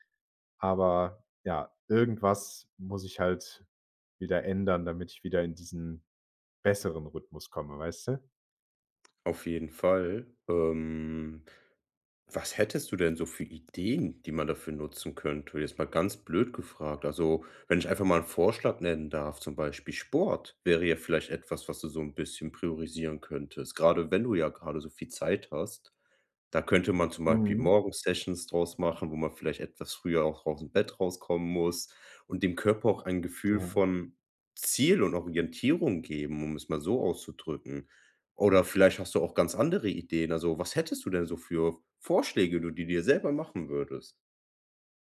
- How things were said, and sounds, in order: other background noise; drawn out: "Ähm"
- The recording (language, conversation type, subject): German, advice, Warum fällt es dir schwer, einen regelmäßigen Schlafrhythmus einzuhalten?